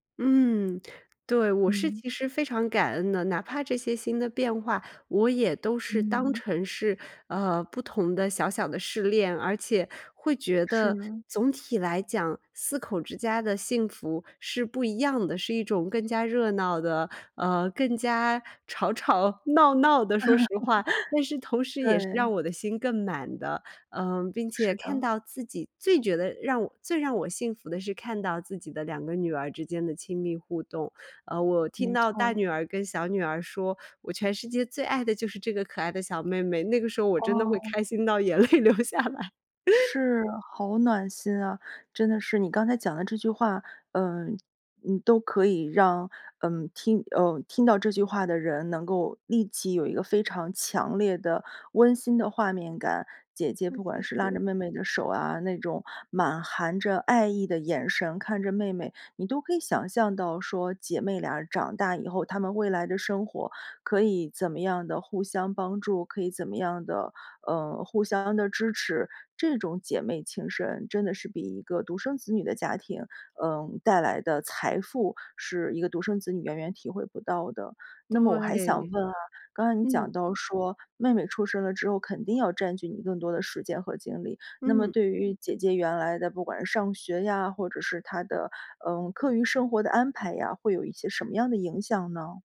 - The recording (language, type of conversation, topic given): Chinese, podcast, 当父母后，你的生活有哪些变化？
- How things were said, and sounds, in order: laughing while speaking: "吵吵闹闹的，说实话"; laugh; laughing while speaking: "眼泪流下来"; laugh